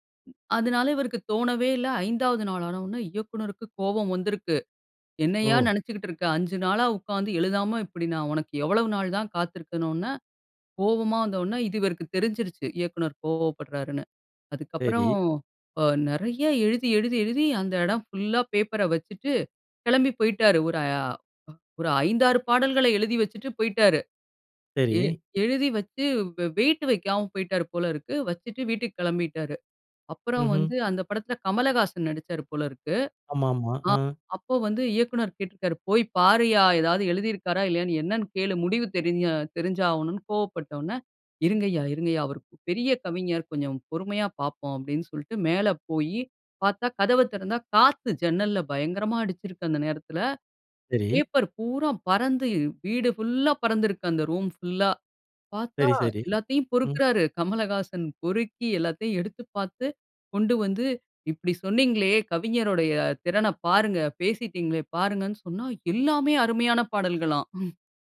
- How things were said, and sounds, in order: other noise; surprised: "எல்லாமே அருமையான பாடல்களாம்"; laugh
- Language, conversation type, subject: Tamil, podcast, படம், பாடல் அல்லது ஒரு சம்பவம் மூலம் ஒரு புகழ்பெற்றவர் உங்கள் வாழ்க்கையை எப்படிப் பாதித்தார்?